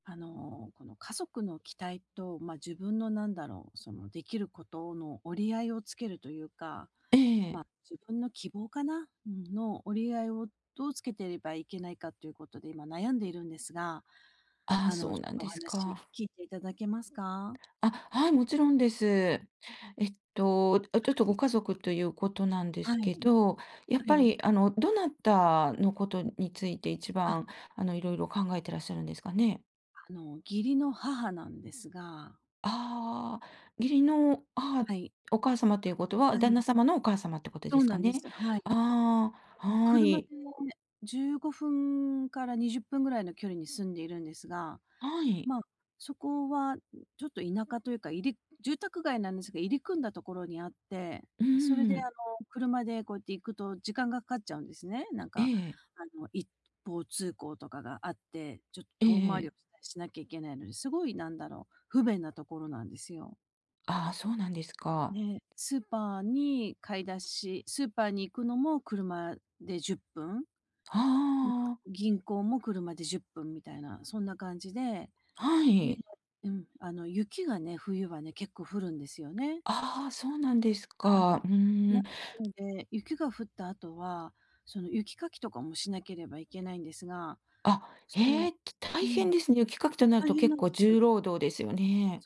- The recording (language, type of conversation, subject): Japanese, advice, 家族の期待と自分の希望の折り合いをつける方法
- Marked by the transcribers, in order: other background noise; other noise; tapping